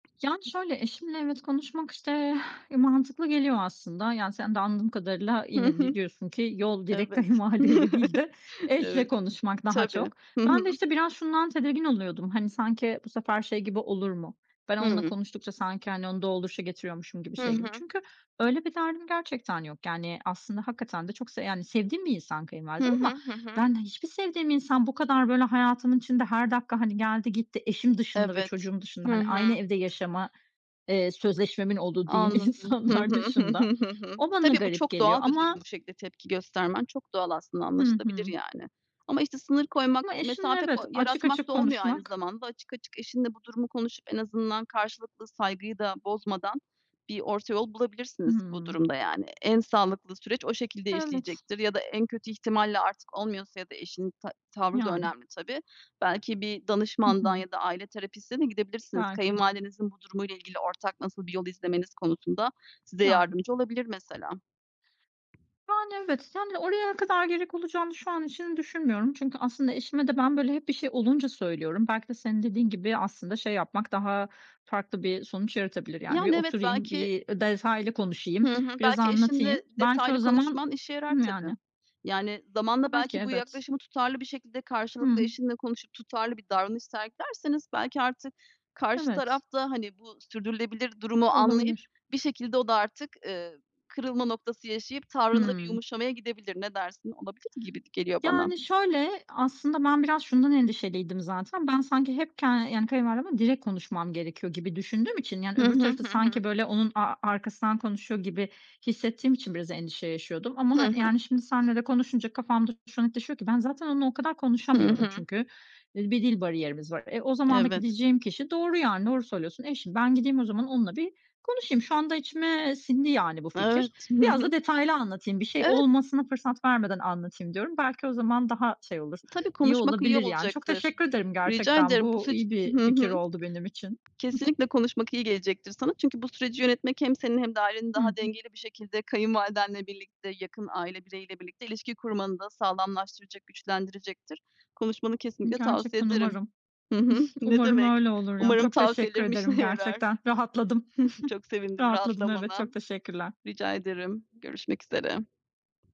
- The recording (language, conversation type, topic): Turkish, advice, Kayınvalidenizin müdahaleleri karşısında sağlıklı sınırlarınızı nasıl belirleyip koruyabilirsiniz?
- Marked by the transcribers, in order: other background noise; exhale; tapping; laughing while speaking: "kayınvalideyle değil de"; chuckle; laughing while speaking: "insanlar dışında"; unintelligible speech; chuckle; chuckle; chuckle; laughing while speaking: "işine yarar"; chuckle